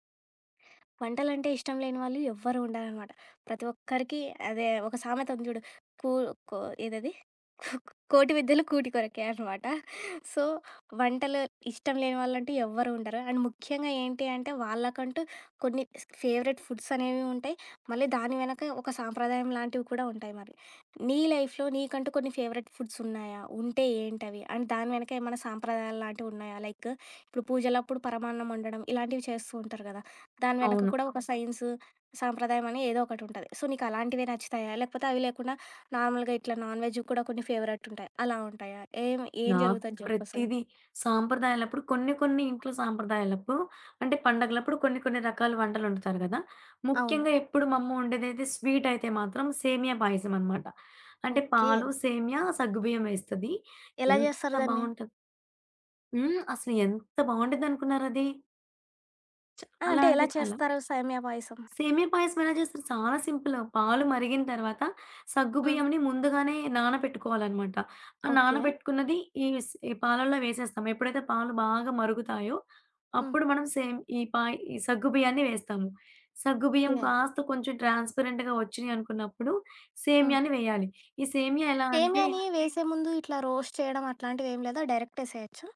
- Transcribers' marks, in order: in English: "సో"; in English: "అండ్"; in English: "ఫేవరెట్ ఫుడ్స్"; in English: "లైఫ్‌లో"; in English: "ఫేవరెట్ ఫుడ్స్"; in English: "అండ్"; in English: "లైక్"; in English: "సైన్స్"; in English: "సో"; in English: "నార్మల్‌గా"; in English: "నాన్‌వెజ్‌వి"; in English: "ఫేవరెట్"; in English: "స్వీట్"; other background noise; tapping; in English: "సేమ్"; in English: "ట్రాన్స్‌పరెంట్‌గా"; in English: "రోస్ట్"; in English: "డైరెక్ట్"
- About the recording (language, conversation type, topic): Telugu, podcast, మీ ఇంట్లో మీకు అత్యంత ఇష్టమైన సాంప్రదాయ వంటకం ఏది?